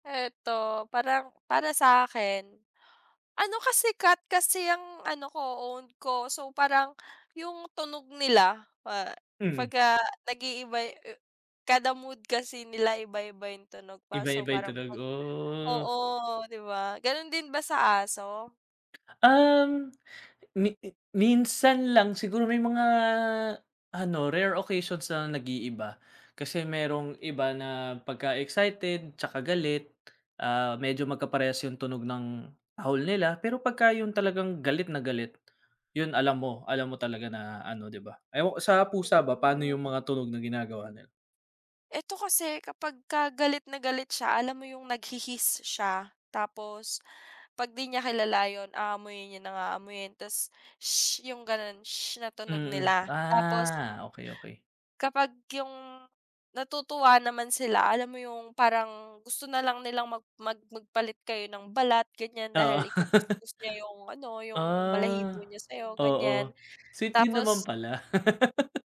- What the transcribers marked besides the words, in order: tapping; other background noise; laugh; laugh
- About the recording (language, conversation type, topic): Filipino, unstructured, Ano ang pinaka-masayang karanasan mo kasama ang iyong alaga?
- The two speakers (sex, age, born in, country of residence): female, 25-29, Philippines, Philippines; male, 30-34, Philippines, Philippines